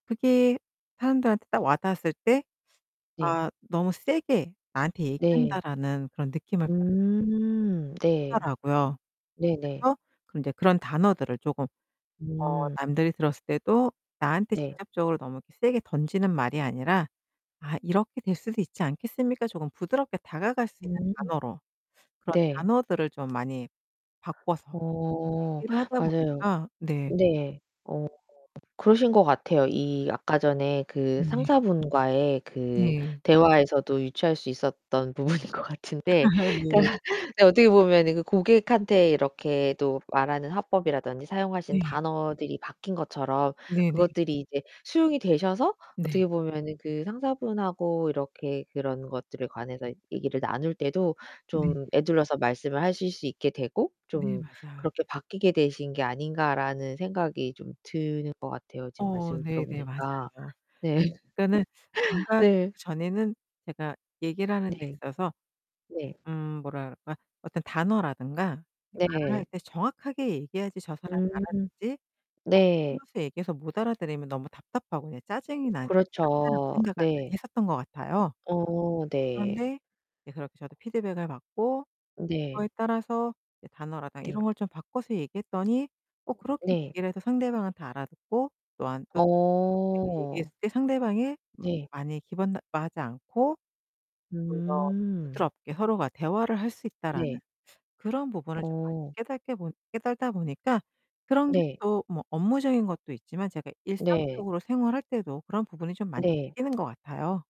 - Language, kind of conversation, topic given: Korean, podcast, 피드백을 받을 때 보통 어떻게 대응하시나요?
- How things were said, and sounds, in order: distorted speech; other background noise; unintelligible speech; laughing while speaking: "부분인 것 같은데 그니까"; laughing while speaking: "아 네"; laughing while speaking: "네"; laugh; unintelligible speech